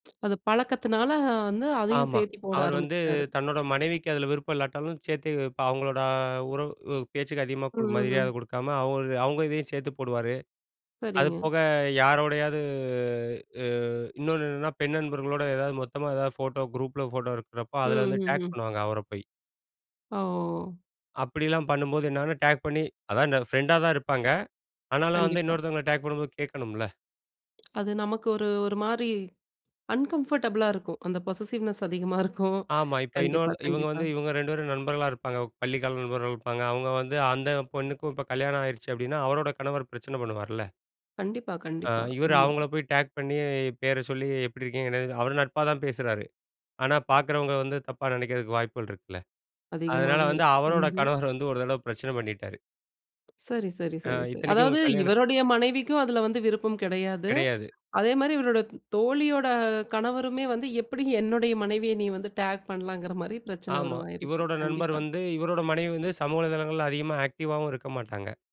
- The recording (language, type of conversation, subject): Tamil, podcast, சமூக ஊடகங்கள் உறவுகளுக்கு நன்மையா, தீமையா?
- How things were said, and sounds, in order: other noise; drawn out: "யாரோடையாவது"; in English: "அன்கம்ஃபர்டபுளா"; in English: "பொசஸஸிவ்னெஸ்"